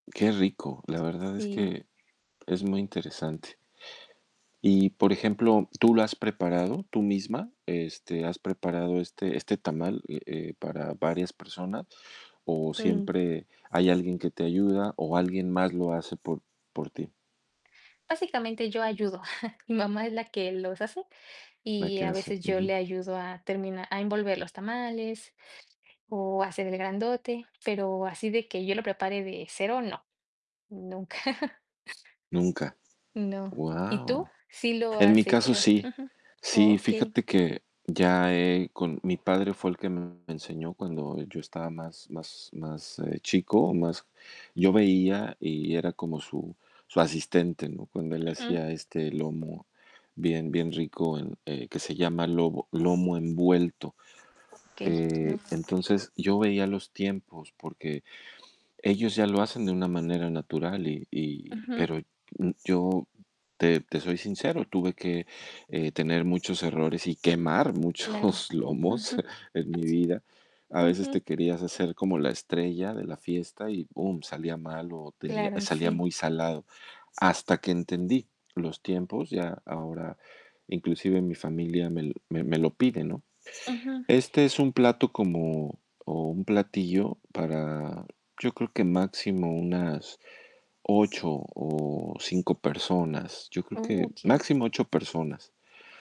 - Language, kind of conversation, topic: Spanish, unstructured, ¿Tienes algún platillo especial para ocasiones importantes?
- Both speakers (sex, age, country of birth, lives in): female, 30-34, Mexico, Mexico; male, 45-49, Mexico, Mexico
- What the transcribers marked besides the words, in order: distorted speech; other background noise; chuckle; tapping; chuckle; laughing while speaking: "muchos lomos"; other noise